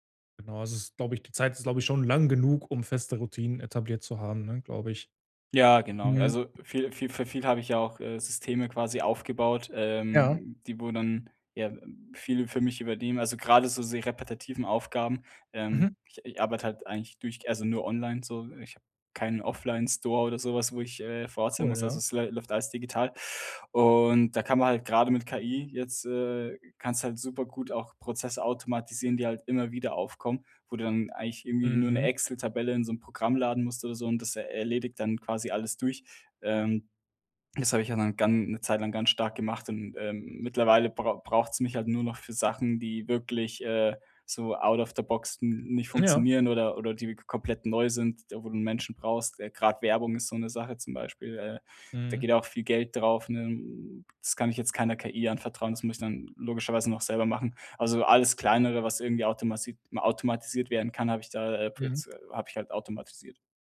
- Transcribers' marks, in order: other noise; "repetitive" said as "repatetiven"
- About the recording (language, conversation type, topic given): German, podcast, Wie startest du zu Hause produktiv in den Tag?